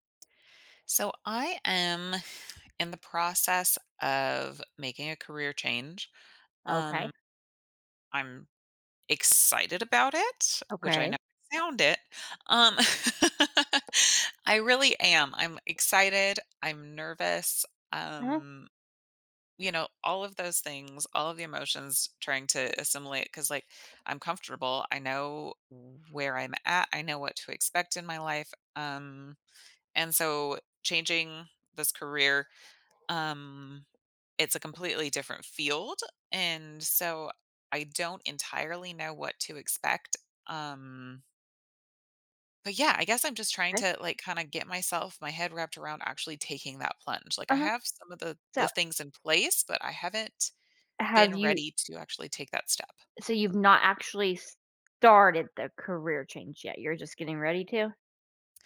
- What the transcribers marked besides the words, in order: sigh; laugh; tapping
- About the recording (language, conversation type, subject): English, advice, How should I prepare for a major life change?